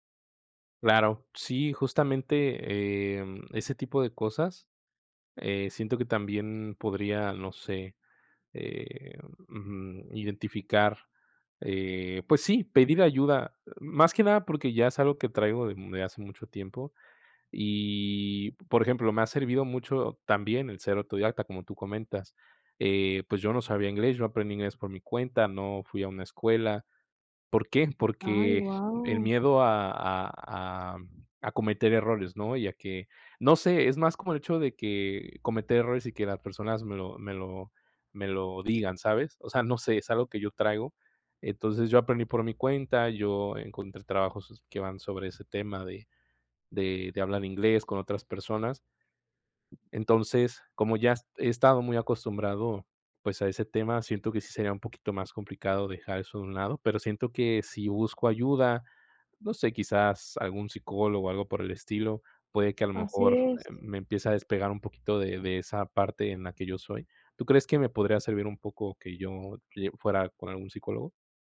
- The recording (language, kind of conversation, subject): Spanish, advice, ¿Cómo te sientes cuando te da miedo pedir ayuda por parecer incompetente?
- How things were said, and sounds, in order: tapping